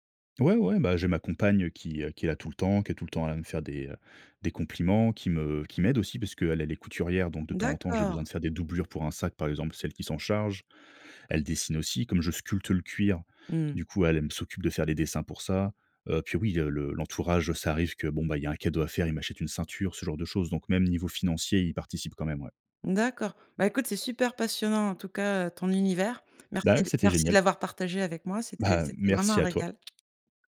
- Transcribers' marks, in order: tapping; other background noise
- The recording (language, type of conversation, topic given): French, podcast, Parle-nous d’un projet marquant que tu as réalisé grâce à ton loisir